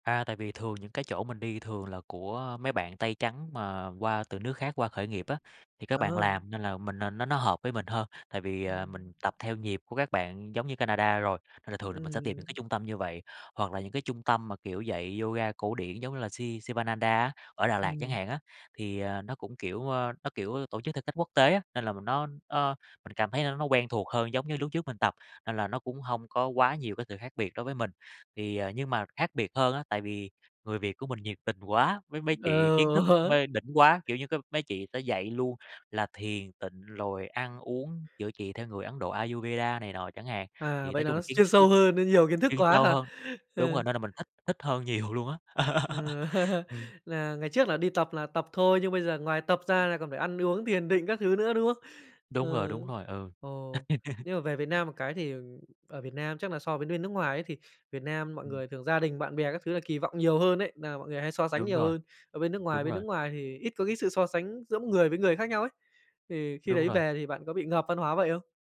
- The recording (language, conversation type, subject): Vietnamese, podcast, Bạn chăm sóc bản thân như thế nào khi mọi thứ đang thay đổi?
- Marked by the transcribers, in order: tapping; laughing while speaking: "Ừ"; unintelligible speech; laugh; laughing while speaking: "nhiều"; laugh; other background noise; laugh